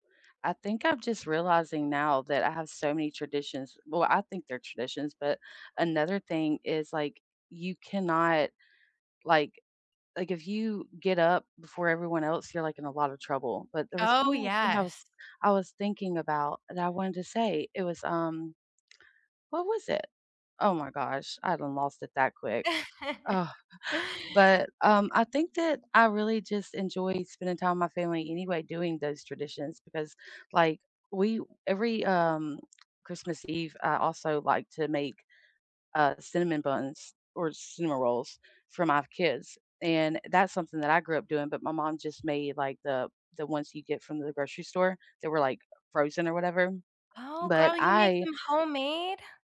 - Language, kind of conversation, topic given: English, unstructured, Which childhood traditions do you still keep, or miss the most, and how have they shaped who you are today?
- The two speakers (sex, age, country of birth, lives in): female, 30-34, United States, United States; female, 35-39, United States, United States
- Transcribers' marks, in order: chuckle